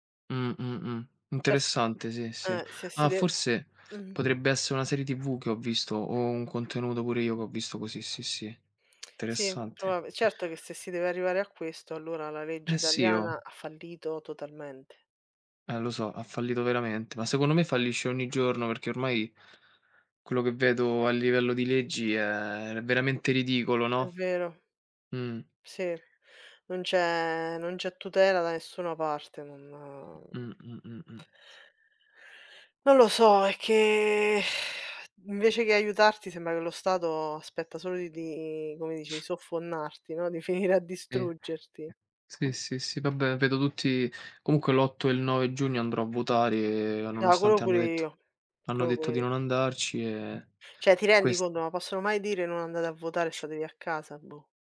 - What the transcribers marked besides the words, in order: tapping; other background noise; exhale; laughing while speaking: "venire"; "Cioè" said as "ceh"; "conto" said as "condo"
- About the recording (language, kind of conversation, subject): Italian, unstructured, Qual è la cosa più triste che il denaro ti abbia mai causato?